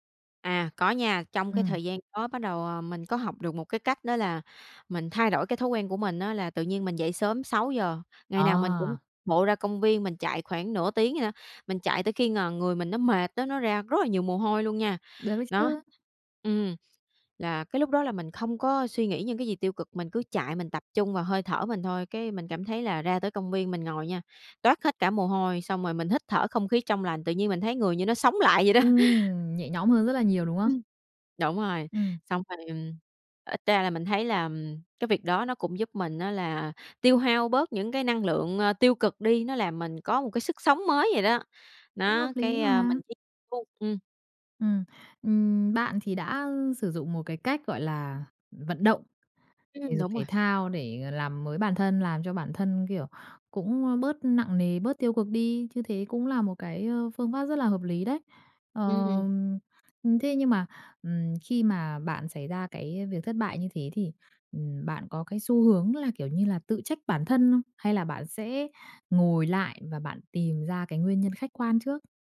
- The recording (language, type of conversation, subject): Vietnamese, podcast, Khi thất bại, bạn thường làm gì trước tiên để lấy lại tinh thần?
- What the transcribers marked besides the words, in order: tapping; other background noise; laughing while speaking: "vậy đó"